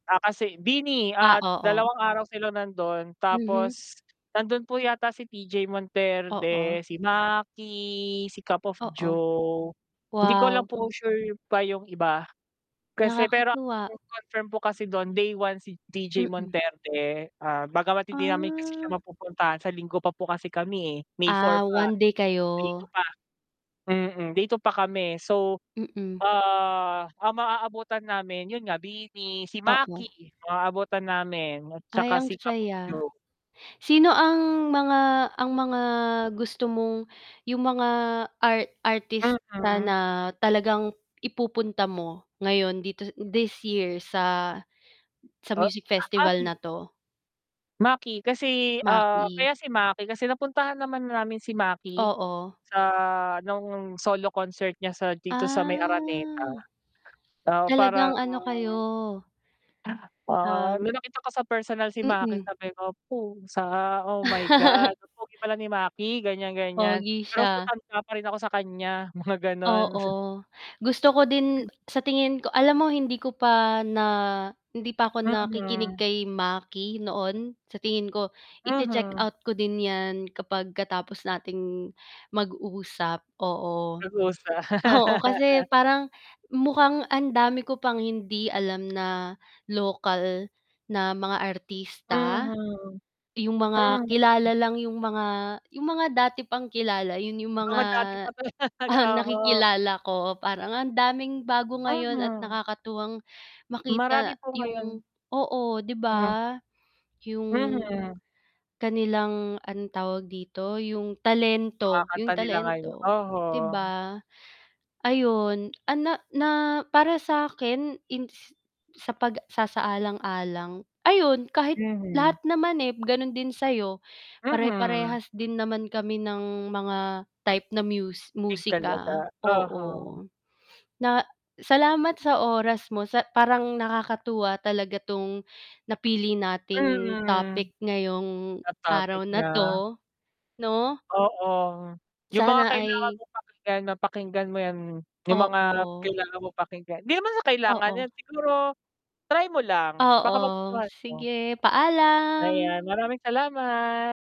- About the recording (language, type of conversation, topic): Filipino, unstructured, Paano mo pipiliin ang iyong talaan ng mga awitin para sa isang biyahe sa kalsada?
- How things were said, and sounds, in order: static; distorted speech; drawn out: "Ah"; laugh; chuckle; laugh; tapping; laughing while speaking: "talaga"; other background noise